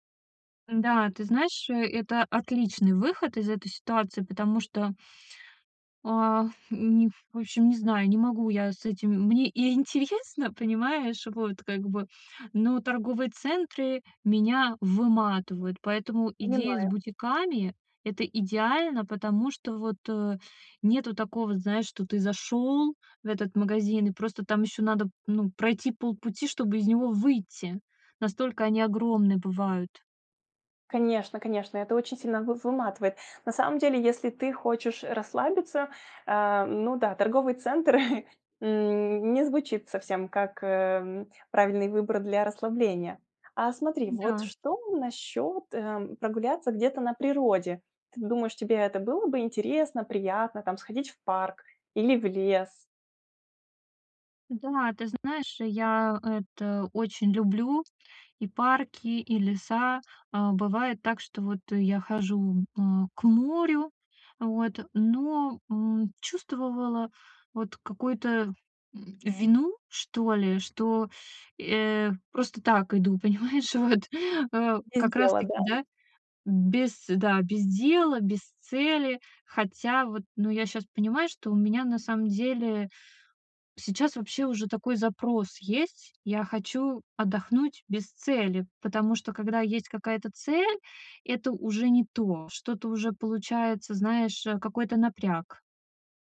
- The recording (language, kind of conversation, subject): Russian, advice, Какие простые приятные занятия помогают отдохнуть без цели?
- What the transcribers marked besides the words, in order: chuckle; laughing while speaking: "понимаешь, вот"